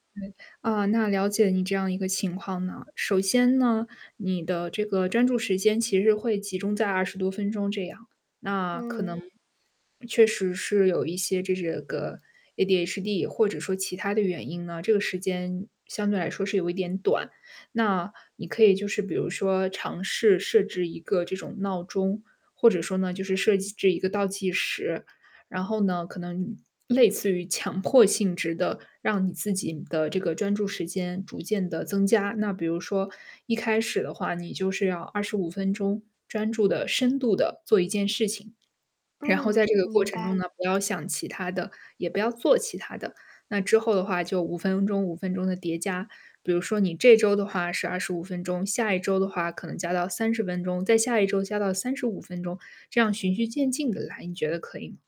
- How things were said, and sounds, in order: distorted speech
- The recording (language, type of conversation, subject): Chinese, advice, 我怎样才能在长时间工作中保持专注并持续有动力？